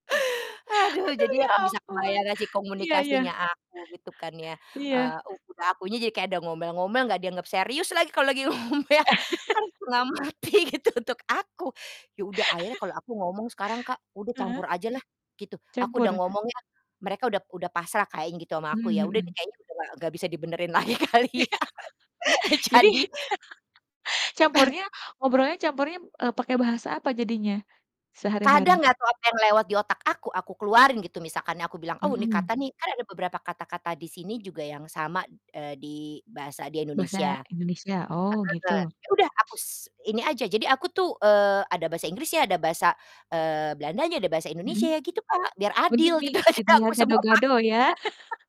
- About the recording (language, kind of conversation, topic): Indonesian, podcast, Apakah kamu punya pengalaman lucu saat berkomunikasi menggunakan bahasa daerah, dan bisa kamu ceritakan?
- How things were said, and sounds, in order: distorted speech; laugh; laughing while speaking: "ngomel"; laughing while speaking: "mati, gitu"; laugh; laugh; laughing while speaking: "lagi, kali ya. Jadi"; laugh; chuckle; unintelligible speech; in English: "di-mix"; laugh; laughing while speaking: "jadi aku sema pak"; laugh